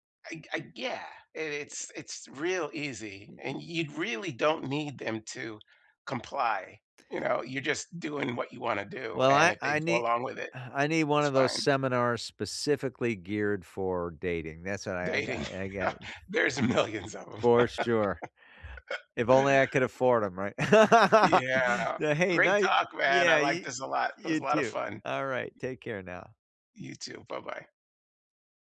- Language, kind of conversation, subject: English, unstructured, What habit could change my life for the better?
- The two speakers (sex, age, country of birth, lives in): male, 55-59, United States, United States; male, 55-59, United States, United States
- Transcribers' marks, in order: sigh; laughing while speaking: "Dating, there's a millions of 'em"; other background noise; laugh; laugh